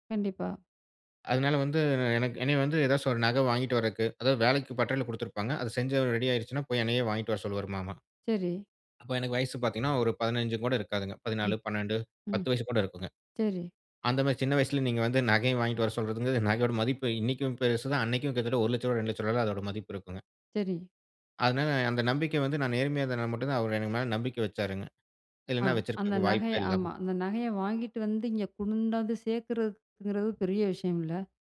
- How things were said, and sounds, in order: other background noise
- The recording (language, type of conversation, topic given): Tamil, podcast, நேர்மை நம்பிக்கைக்கு எவ்வளவு முக்கியம்?